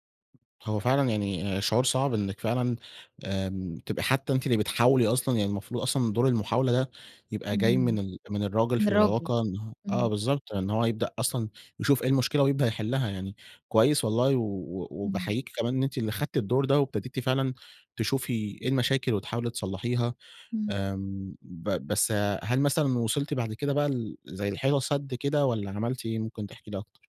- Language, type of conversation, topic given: Arabic, advice, إزاي أتعامل مع حزن شديد بعد انفصال مفاجئ؟
- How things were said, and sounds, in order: tapping